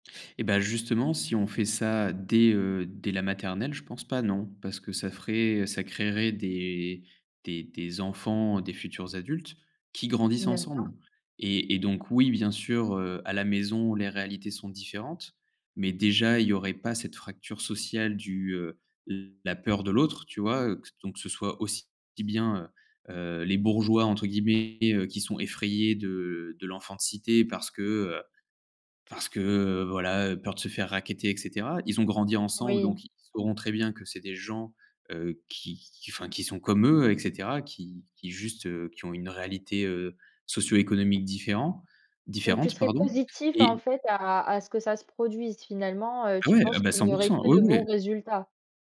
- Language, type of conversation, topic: French, podcast, Que faudrait-il changer pour rendre l’école plus équitable ?
- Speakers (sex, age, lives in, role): female, 20-24, France, host; male, 30-34, France, guest
- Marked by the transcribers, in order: none